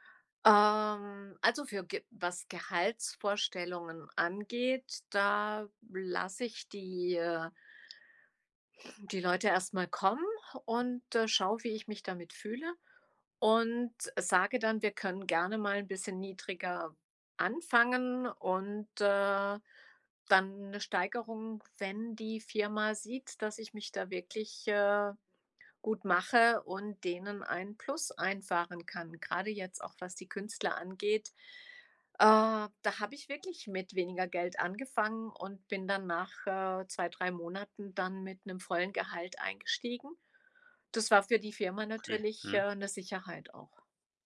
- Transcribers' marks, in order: other background noise
- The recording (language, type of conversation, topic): German, podcast, Wie überzeugst du potenzielle Arbeitgeber von deinem Quereinstieg?